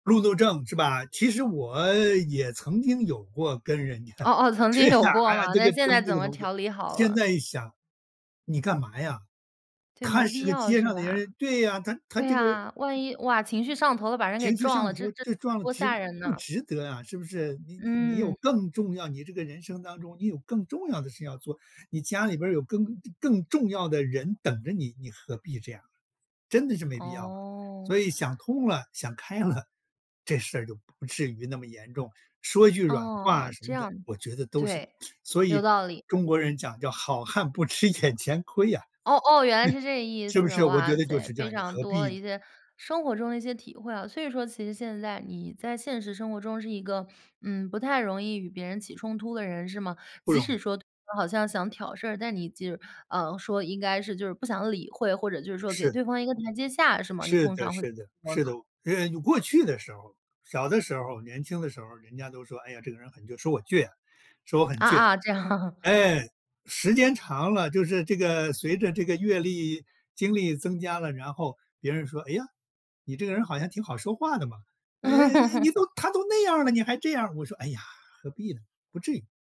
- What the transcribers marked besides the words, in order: laughing while speaking: "人家"; laughing while speaking: "哦 哦，曾经有过嘛"; laughing while speaking: "了"; laugh; laughing while speaking: "这样"; laugh
- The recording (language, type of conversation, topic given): Chinese, podcast, 公开承认错误是否反而会增加他人对你的信任？